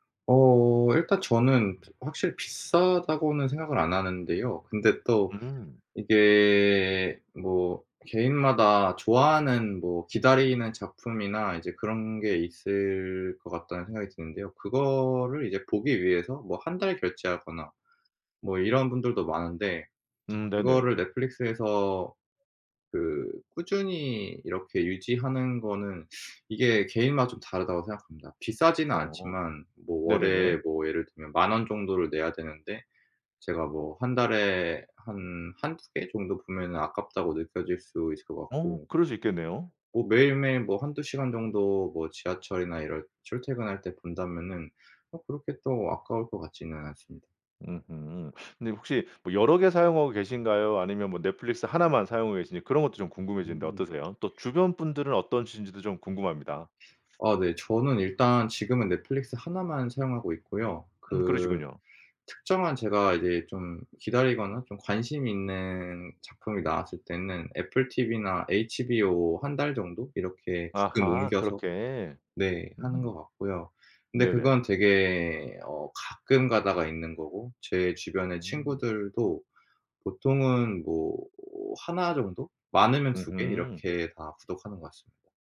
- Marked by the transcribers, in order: other background noise; teeth sucking
- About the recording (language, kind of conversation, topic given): Korean, podcast, 넷플릭스 같은 플랫폼이 콘텐츠 소비를 어떻게 바꿨나요?